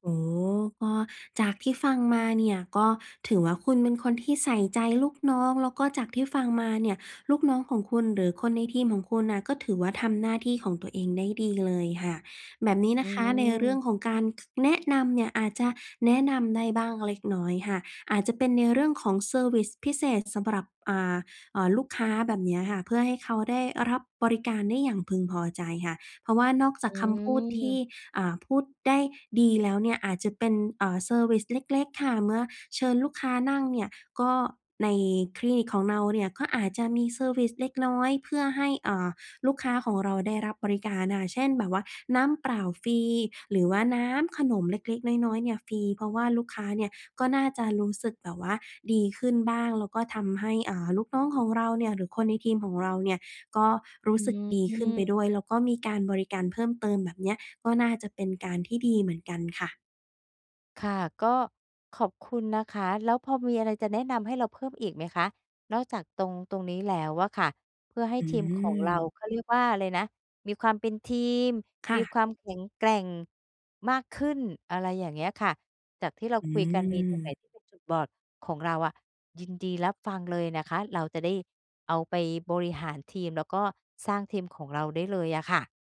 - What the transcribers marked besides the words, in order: none
- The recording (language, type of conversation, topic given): Thai, advice, สร้างทีมที่เหมาะสมสำหรับสตาร์ทอัพได้อย่างไร?